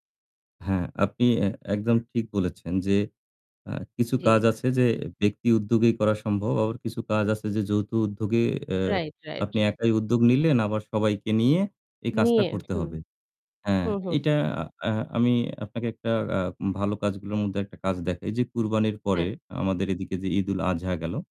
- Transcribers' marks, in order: static
- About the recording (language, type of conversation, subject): Bengali, unstructured, ভালো কাজ করার আনন্দ আপনি কীভাবে পান?